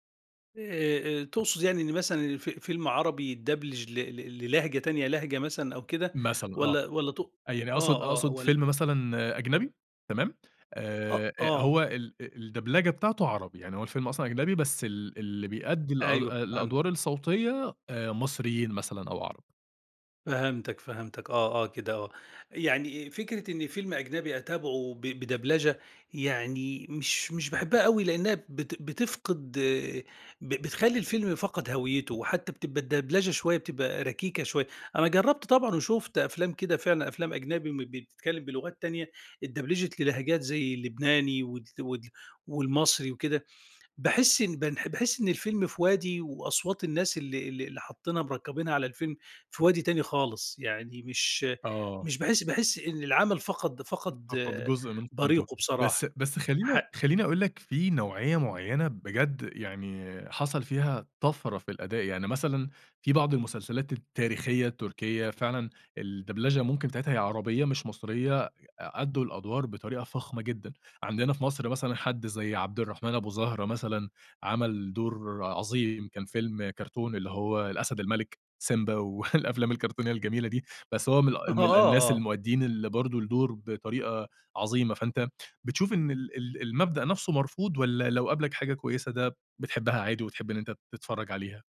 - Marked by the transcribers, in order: chuckle
- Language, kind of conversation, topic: Arabic, podcast, إيه رأيك في دبلجة الأفلام للّغة العربية؟